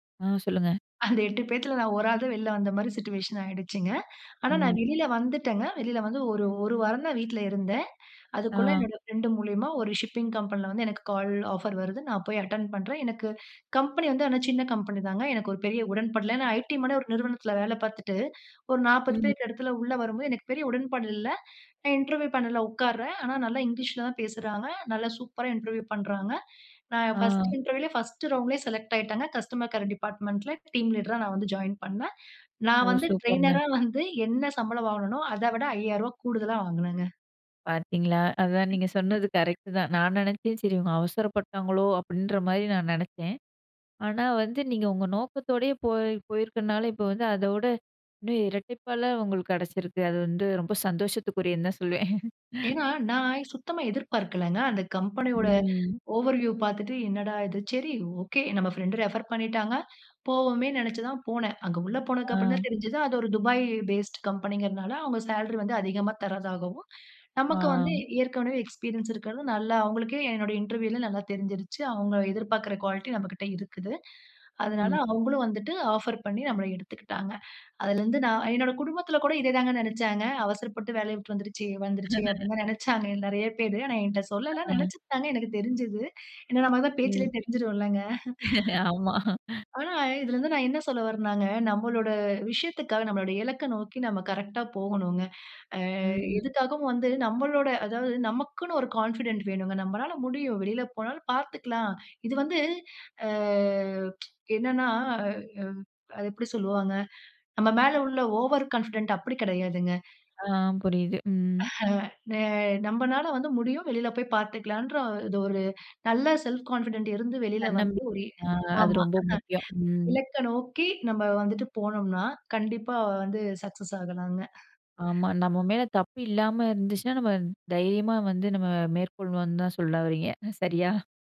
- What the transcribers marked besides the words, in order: chuckle; in English: "சிச்சுவேஷன்"; inhale; other noise; inhale; in English: "ஷிப்பிங் கம்பெனியில"; in English: "கால் ஆஃபர்"; inhale; inhale; in English: "இன்டர்வியூ பேனலில"; inhale; in English: "பர்ஸ்ட் இன்டர்வியூலே பர்ஸ்ட் ரவுண்ட்லேயே செலக்ட்"; in English: "கஸ்டமர் கேர் டிபார்ட்மென்ட்ல டீம் லீடரா"; inhale; in English: "ட்ரெய்னரா"; other background noise; chuckle; in English: "ஓவர் வியூ"; in English: "ரெஃபர்"; in English: "எக்ஸ்பீரியன்ஸ்"; in English: "ஆஃபர்"; chuckle; laughing while speaking: "ஆமா"; chuckle; inhale; drawn out: "ஆ"; drawn out: "ஆ"; lip smack; unintelligible speech; laughing while speaking: "சரியா?"
- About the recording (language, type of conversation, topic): Tamil, podcast, நீங்கள் வாழ்க்கையின் நோக்கத்தை எப்படிக் கண்டுபிடித்தீர்கள்?